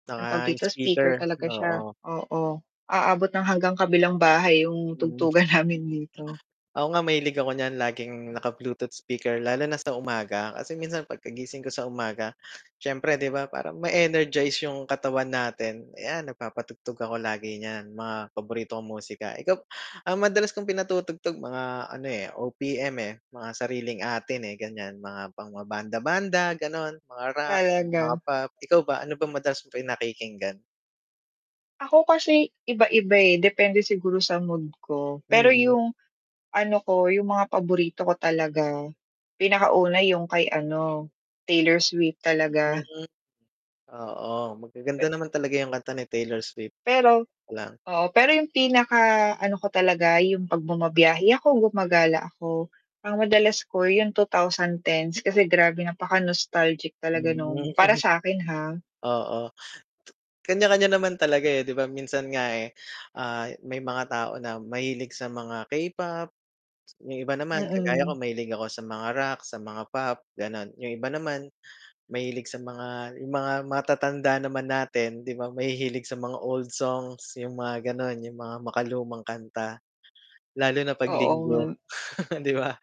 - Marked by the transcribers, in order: static; other background noise; tapping; in English: "nostalgic"; mechanical hum; chuckle
- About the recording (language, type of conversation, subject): Filipino, unstructured, Paano mo ibinabahagi ang paborito mong musika sa mga kaibigan mo?